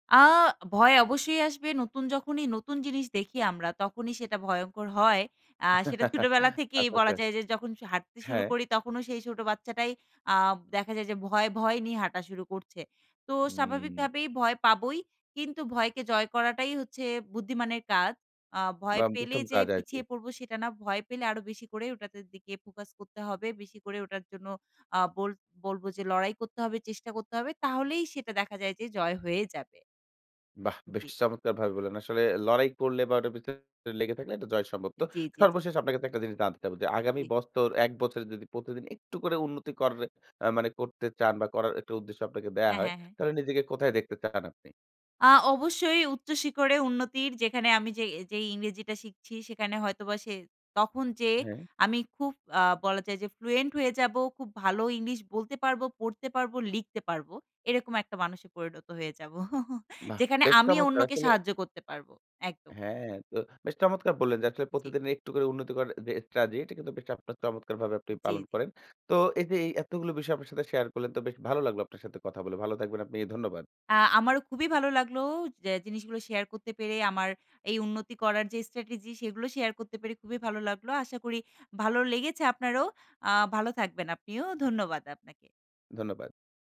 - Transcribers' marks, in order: chuckle; giggle; chuckle; in English: "strategy"; in English: "strategy"
- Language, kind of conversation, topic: Bengali, podcast, প্রতিদিন সামান্য করে উন্নতি করার জন্য আপনার কৌশল কী?